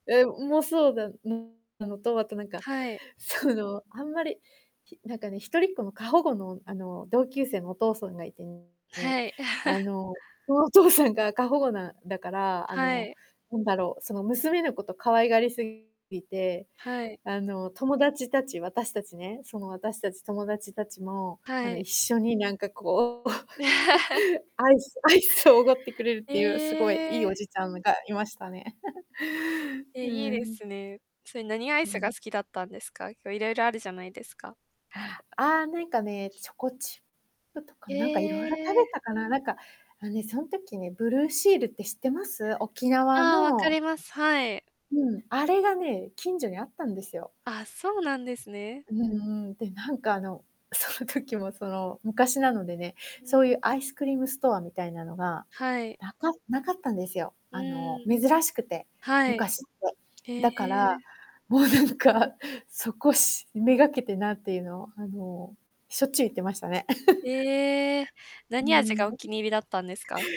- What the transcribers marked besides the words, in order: distorted speech; laughing while speaking: "その"; chuckle; laugh; giggle; other background noise; chuckle; static; laughing while speaking: "その時も"; laughing while speaking: "もうなんか"; chuckle; unintelligible speech
- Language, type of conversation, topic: Japanese, unstructured, 食べ物にまつわる子どもの頃の思い出を教えてください。?